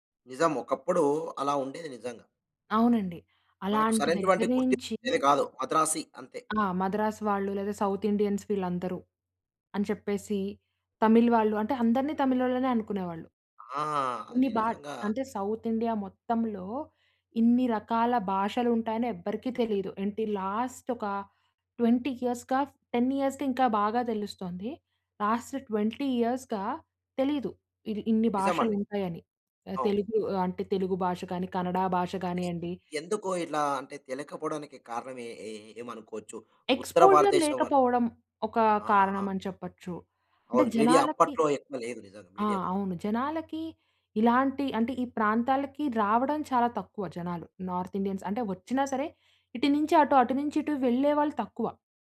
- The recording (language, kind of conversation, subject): Telugu, podcast, మీ ప్రాంతీయ భాష మీ గుర్తింపుకు ఎంత అవసరమని మీకు అనిపిస్తుంది?
- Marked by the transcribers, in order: in English: "సౌత్ ఇండియన్స్"; other background noise; in English: "సౌత్ ఇండియా"; in English: "లాస్ట్"; in English: "ట్వెంటీ ఇయర్స్‌గా, టెన్ ఇయర్స్‌గా"; in English: "లాస్ట్ ట్వెంటీ ఇయర్స్‌గా"; unintelligible speech; in English: "ఎక్స్‌పోజర్"; in English: "మీడియా"; in English: "మీడియా"; in English: "నార్త్ ఇండియన్స్"